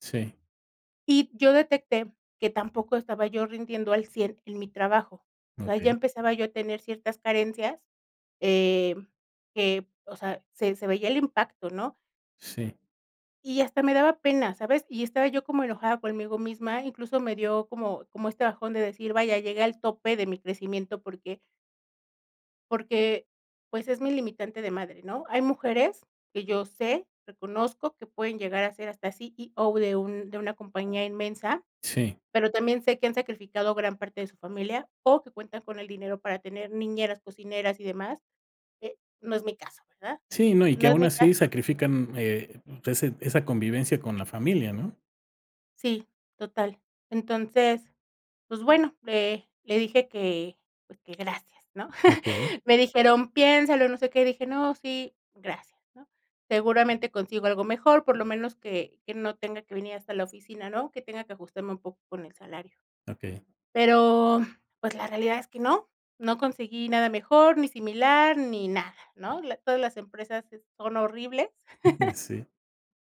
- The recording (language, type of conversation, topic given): Spanish, podcast, ¿Qué te ayuda a decidir dejar un trabajo estable?
- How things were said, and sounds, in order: other background noise; chuckle; chuckle